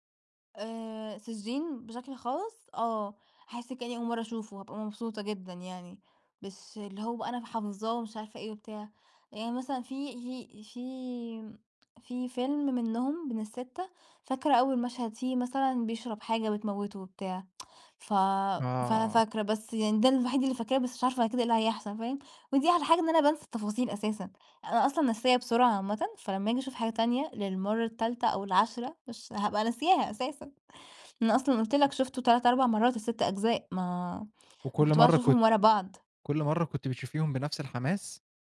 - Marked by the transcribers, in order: tsk
- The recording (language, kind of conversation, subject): Arabic, podcast, فاكر أول فيلم شفته في السينما كان إيه؟